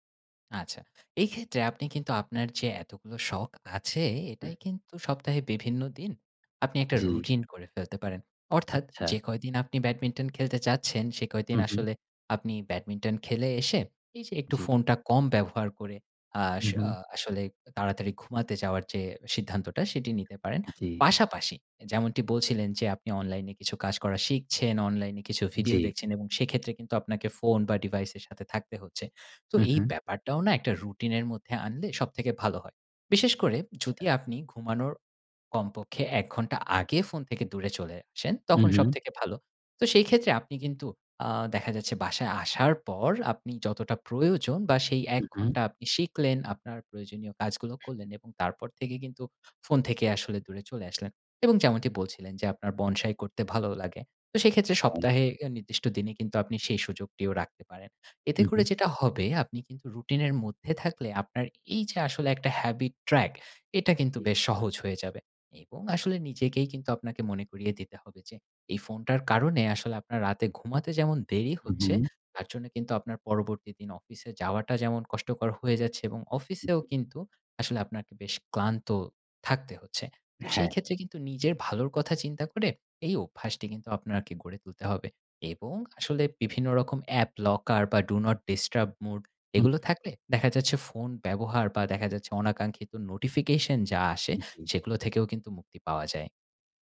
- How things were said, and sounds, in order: in English: "habit track"; in English: "app locker"; in English: "Do Not Disturb mode"
- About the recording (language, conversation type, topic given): Bengali, advice, সকাল ওঠার রুটিন বানালেও আমি কেন তা টিকিয়ে রাখতে পারি না?